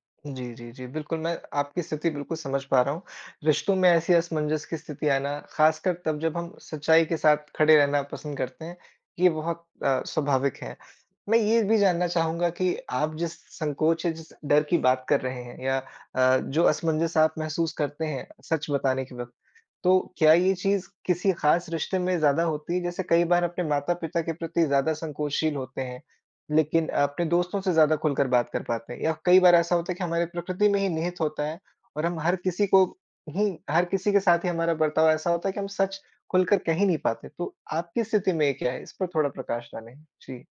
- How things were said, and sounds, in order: none
- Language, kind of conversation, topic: Hindi, advice, रिश्ते में अपनी सच्ची भावनाएँ सामने रखने से आपको डर क्यों लगता है?